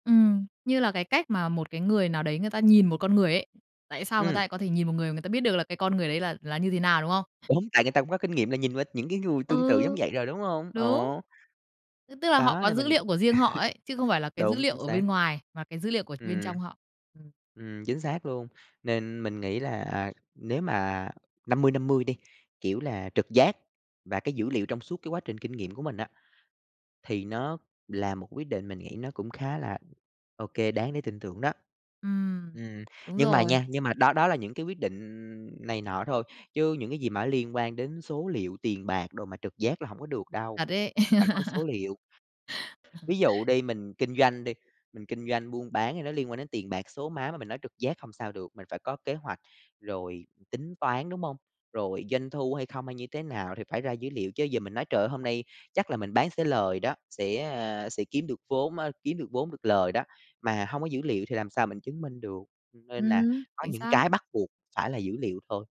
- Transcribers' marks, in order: other background noise; tapping; chuckle; other noise; chuckle
- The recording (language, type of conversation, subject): Vietnamese, podcast, Nói thiệt, bạn thường quyết định dựa vào trực giác hay dữ liệu hơn?